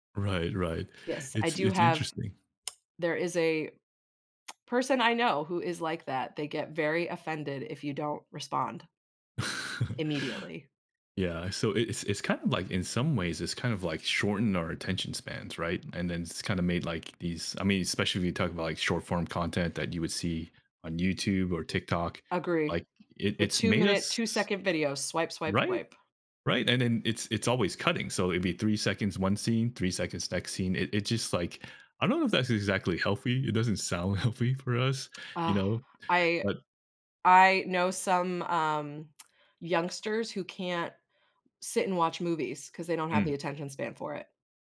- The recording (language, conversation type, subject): English, unstructured, In what ways has technology changed the way we build and maintain relationships?
- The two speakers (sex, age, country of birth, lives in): female, 35-39, United States, United States; male, 40-44, United States, United States
- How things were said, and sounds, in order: tapping; tsk; chuckle; laughing while speaking: "healthy"; tsk